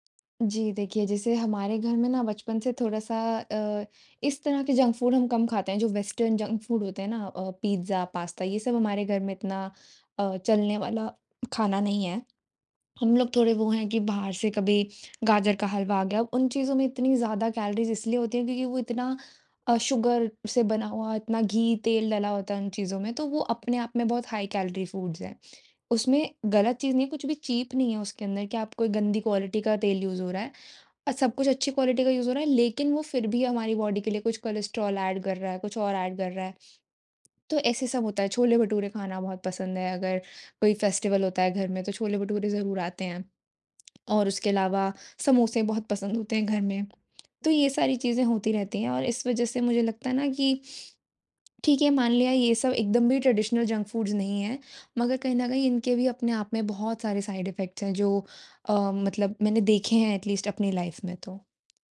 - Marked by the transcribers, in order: in English: "जंक फूड"; in English: "वेस्टर्न जंक फूड"; in English: "कैलोरीज"; in English: "शुगर"; in English: "हाई-कैलोरी फूड्स"; in English: "चीप"; in English: "क्वालिटी"; in English: "यूज़"; in English: "क्वालिटी"; in English: "यूज़"; in English: "बॉडी"; in English: "कोलेस्ट्रॉल एड"; in English: "एड"; in English: "फेस्टिवल"; other background noise; lip smack; in English: "ट्रेडिशनल जंक फूड्स"; in English: "साइड इफेक्ट्स"; in English: "एटलीस्ट"; in English: "लाइफ़"
- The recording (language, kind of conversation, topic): Hindi, advice, मैं स्वस्थ भोजन की आदत लगातार क्यों नहीं बना पा रहा/रही हूँ?